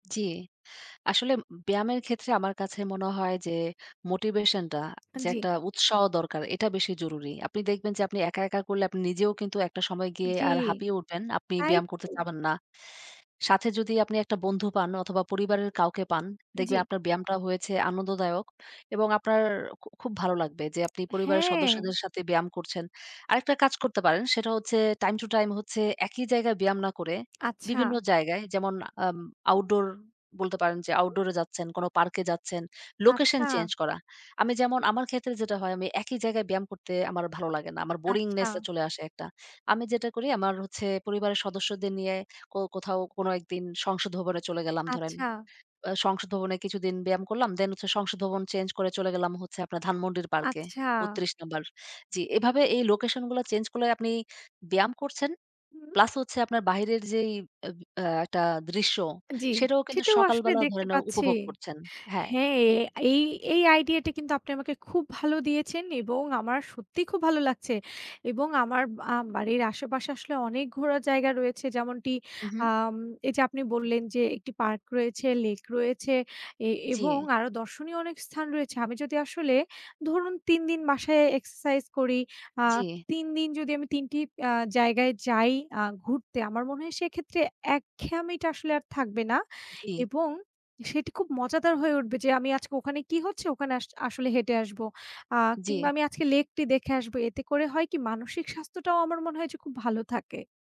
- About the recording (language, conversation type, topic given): Bengali, unstructured, ব্যায়ামকে কীভাবে আরও মজার করে তোলা যায়?
- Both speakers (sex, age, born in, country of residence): female, 25-29, Bangladesh, Bangladesh; female, 35-39, Bangladesh, Germany
- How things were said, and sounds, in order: other background noise; "একঘেয়েমিটা" said as "একঘেয়ামিটা"; tapping